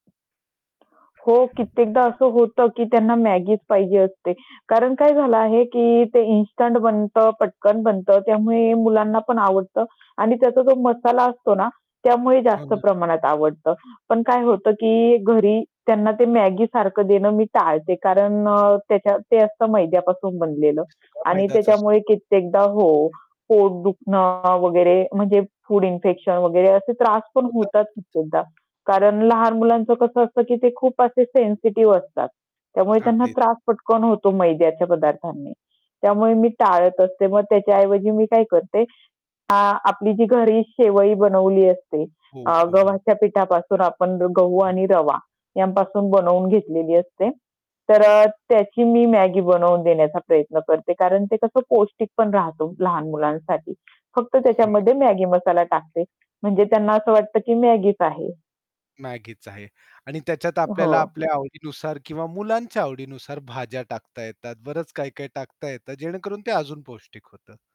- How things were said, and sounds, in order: static; other background noise; distorted speech; tapping; unintelligible speech
- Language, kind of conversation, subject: Marathi, podcast, घरच्या साध्या जेवणाची चव लगेचच उठावदार करणारी छोटी युक्ती कोणती आहे?